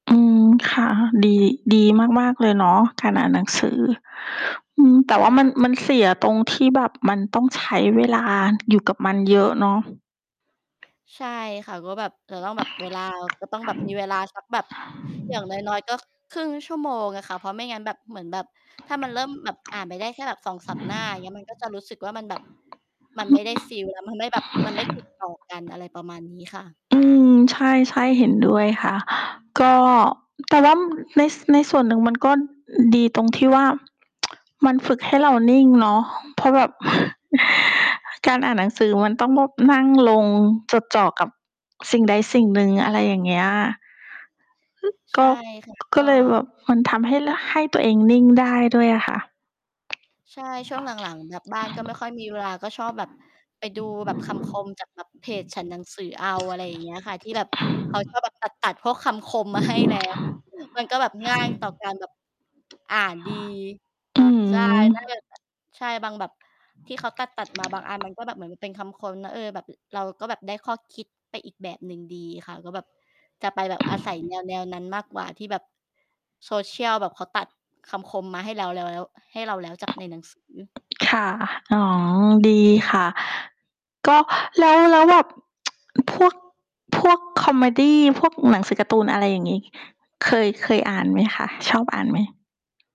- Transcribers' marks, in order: tapping; other background noise; background speech; other noise; lip smack; tsk; chuckle; distorted speech; mechanical hum; tsk
- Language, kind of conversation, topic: Thai, unstructured, คุณเลือกหนังสือมาอ่านในเวลาว่างอย่างไร?
- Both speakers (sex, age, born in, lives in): female, 35-39, Thailand, Thailand; female, 45-49, Thailand, Thailand